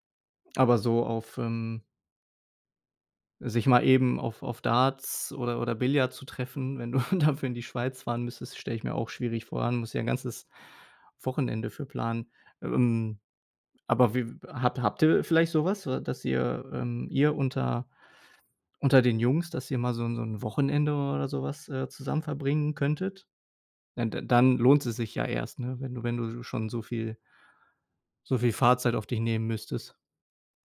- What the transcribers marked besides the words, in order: laughing while speaking: "du dafür"
- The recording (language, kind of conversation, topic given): German, advice, Wie kann ich mit Einsamkeit trotz Arbeit und Alltag besser umgehen?
- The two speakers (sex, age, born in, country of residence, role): male, 30-34, Germany, Germany, advisor; male, 60-64, Germany, Germany, user